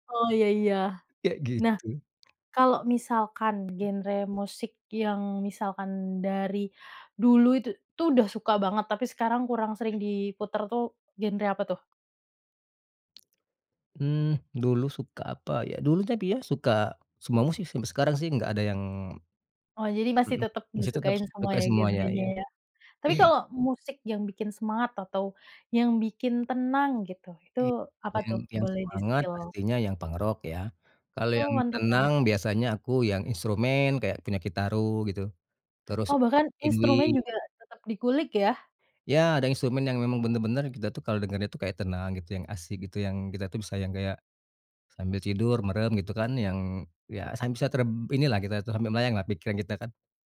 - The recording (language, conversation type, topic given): Indonesian, podcast, Bagaimana perjalanan selera musikmu dari dulu sampai sekarang?
- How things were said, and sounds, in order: other background noise; tapping; throat clearing; in English: "di-spill?"